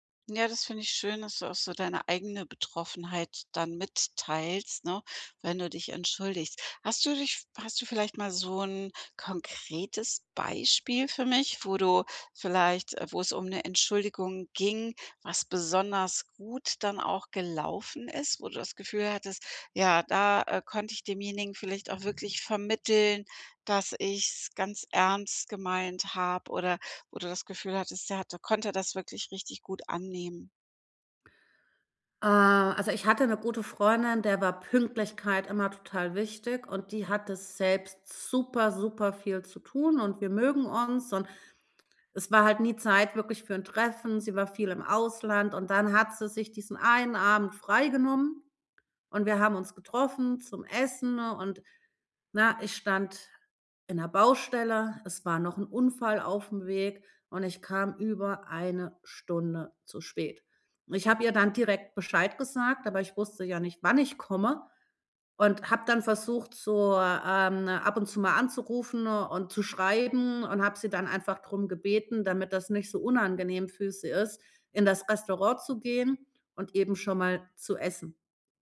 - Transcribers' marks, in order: other background noise
- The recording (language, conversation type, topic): German, podcast, Wie entschuldigt man sich so, dass es echt rüberkommt?